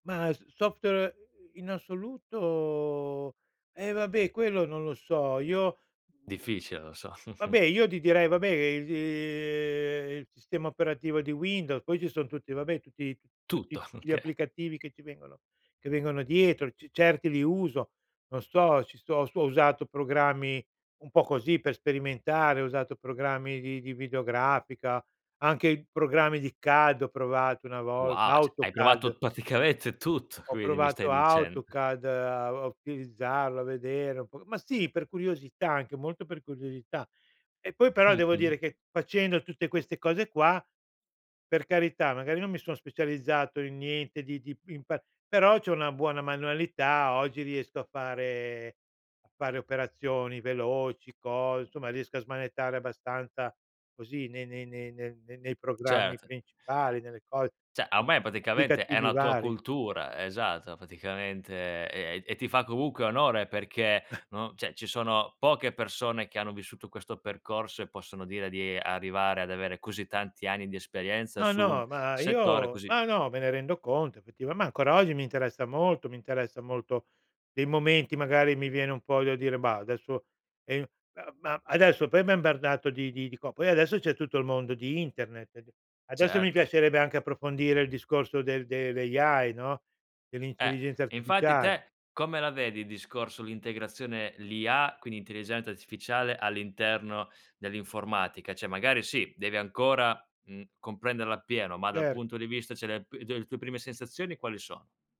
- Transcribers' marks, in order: drawn out: "Ma"; chuckle; drawn out: "ehm"; chuckle; surprised: "Wow"; "cioè" said as "ceh"; laughing while speaking: "praticamente tutto"; drawn out: "fare"; "insomma" said as "nsomma"; "Cioè" said as "ceh"; unintelligible speech; "praticamente" said as "paticamente"; "praticamente" said as "paticamente"; "cioè" said as "ceh"; cough; in English: "AI"; "Cioè" said as "ceh"; "cioè" said as "ceh"
- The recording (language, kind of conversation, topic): Italian, podcast, Qual è un hobby che ti fa sentire di aver speso bene il tuo tempo?